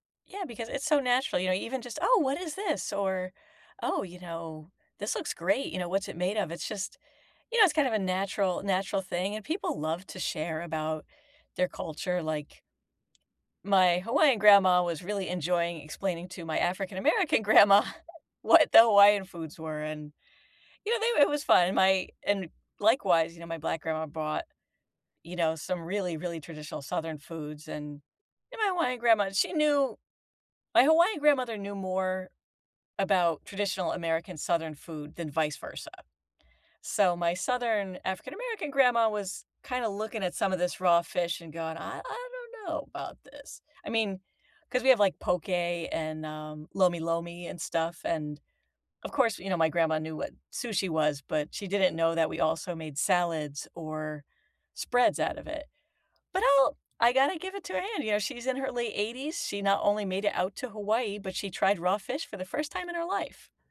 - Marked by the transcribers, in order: tapping; laughing while speaking: "grandma what the"
- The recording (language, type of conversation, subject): English, unstructured, How do you think food brings people together?
- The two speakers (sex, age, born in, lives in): female, 45-49, United States, United States; female, 50-54, United States, United States